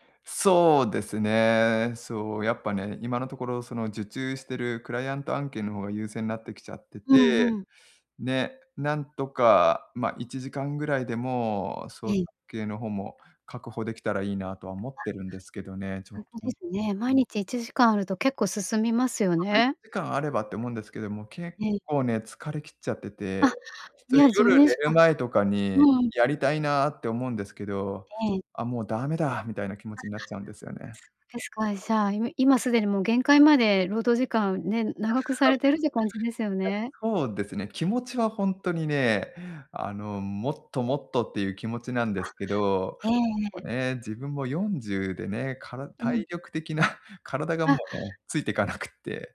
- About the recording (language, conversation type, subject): Japanese, advice, 創作に使う時間を確保できずに悩んでいる
- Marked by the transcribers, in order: unintelligible speech; unintelligible speech; unintelligible speech; chuckle; laughing while speaking: "ついてかなくって"